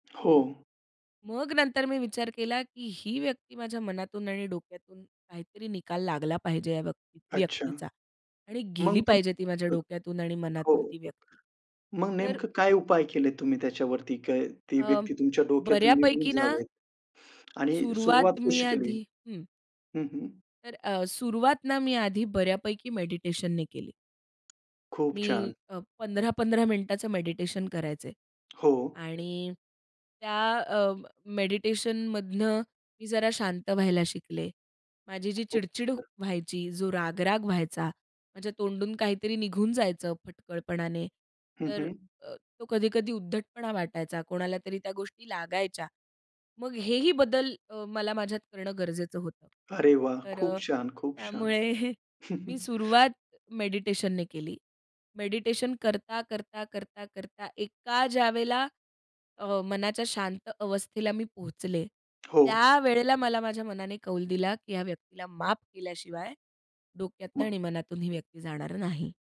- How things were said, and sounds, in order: laughing while speaking: "त्यामुळे"
- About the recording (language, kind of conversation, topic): Marathi, podcast, माफ करण्याबद्दल तुझं काय मत आहे?